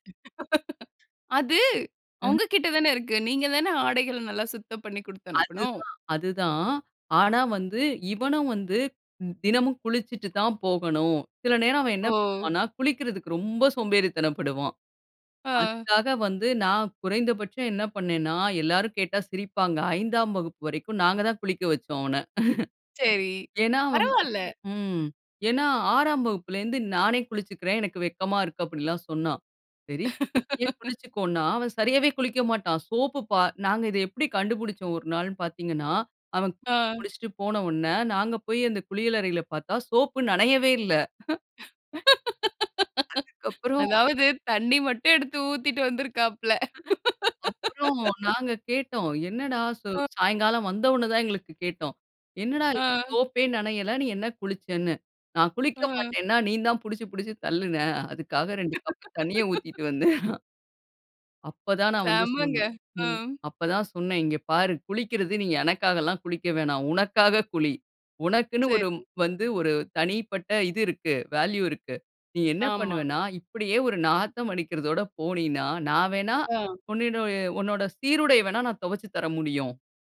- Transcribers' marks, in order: laugh; tapping; laugh; laugh; laugh; chuckle; laugh; laugh; chuckle
- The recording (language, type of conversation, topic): Tamil, podcast, பிள்ளைகளுக்கு முதலில் எந்த மதிப்புகளை கற்றுக்கொடுக்க வேண்டும்?